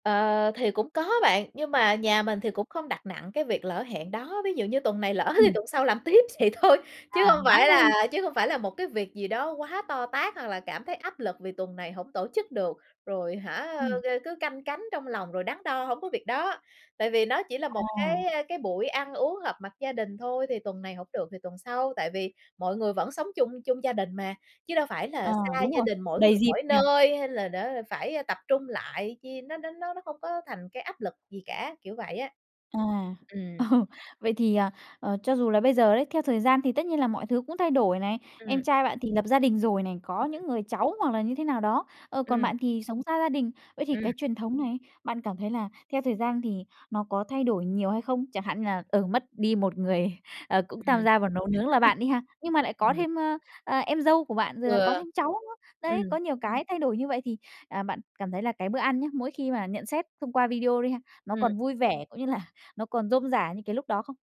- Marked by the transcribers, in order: laughing while speaking: "lỡ"; laughing while speaking: "vậy thôi"; tapping; laughing while speaking: "Ờ"; other background noise; laughing while speaking: "là"
- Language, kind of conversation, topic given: Vietnamese, podcast, Bạn và gia đình có truyền thống ẩm thực nào đặc biệt không?